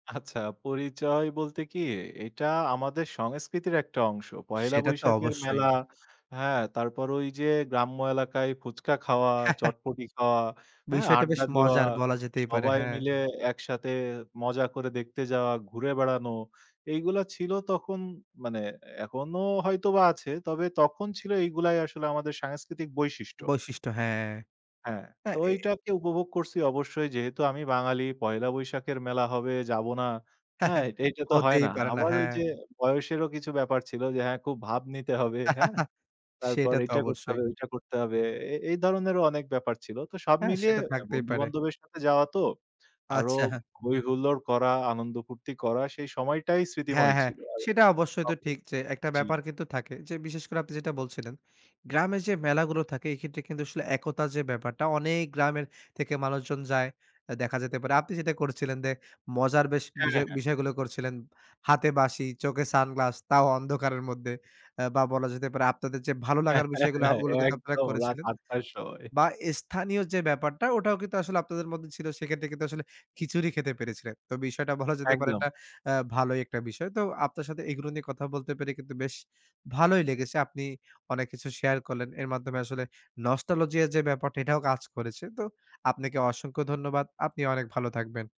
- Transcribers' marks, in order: chuckle; chuckle; giggle; unintelligible speech; tapping; chuckle; laughing while speaking: "একদম রাত আট টায় শো হয়"
- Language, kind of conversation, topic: Bengali, podcast, কোন স্থানীয় উৎসবে অংশ নিয়ে আপনি সবচেয়ে বেশি মুগ্ধ হয়েছিলেন?